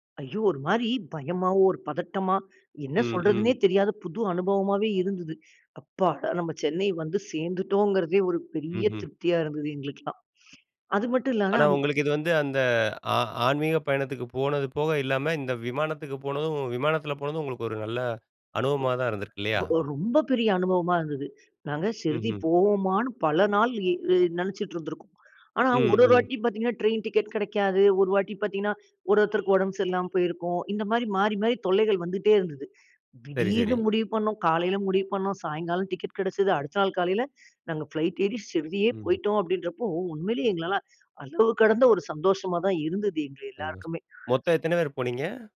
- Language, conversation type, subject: Tamil, podcast, ஒரு பயணம் திடீரென மறக்க முடியாத நினைவாக மாறிய அனுபவம் உங்களுக்குண்டா?
- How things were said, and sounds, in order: in English: "ஃப்ளைட்"; unintelligible speech